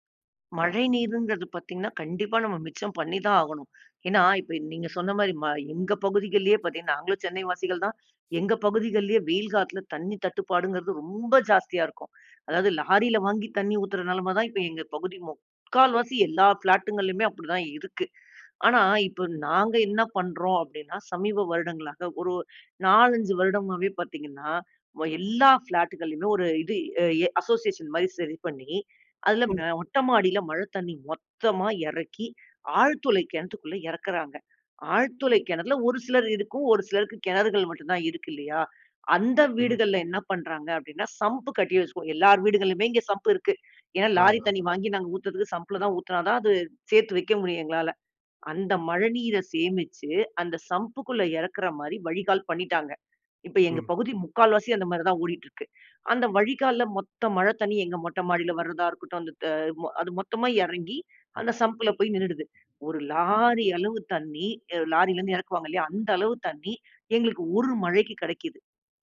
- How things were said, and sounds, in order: in English: "ஃபிளாட்டுங்கள்லயுமே"; in English: "ஃபிளாட்டுகள்லையும்"; in English: "அசோசியேஷன்"; in English: "சம்புக்குள்ளே"; in English: "சம்ப்ல"
- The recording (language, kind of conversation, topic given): Tamil, podcast, வீட்டில் மழைநீர் சேமிப்பை எளிய முறையில் எப்படி செய்யலாம்?